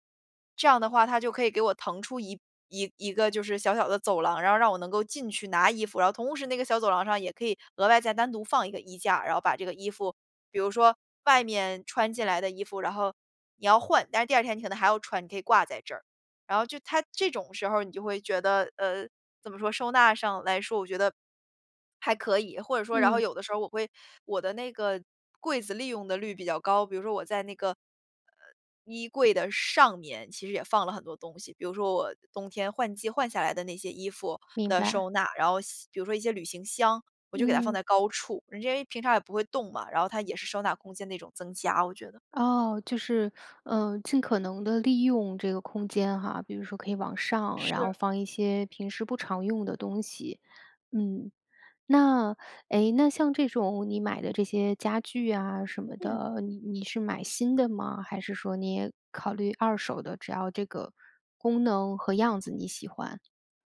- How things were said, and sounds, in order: none
- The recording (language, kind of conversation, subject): Chinese, podcast, 有哪些简单的方法能让租来的房子更有家的感觉？